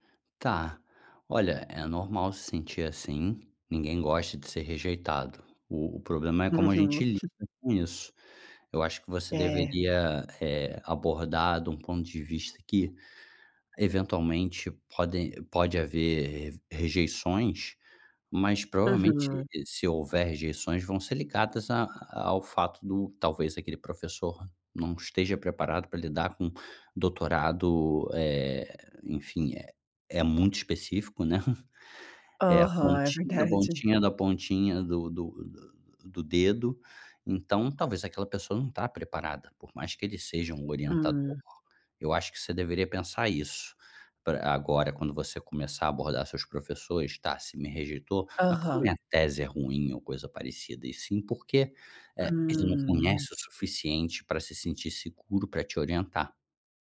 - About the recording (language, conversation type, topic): Portuguese, advice, Como você lida com a procrastinação frequente em tarefas importantes?
- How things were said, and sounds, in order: other noise; chuckle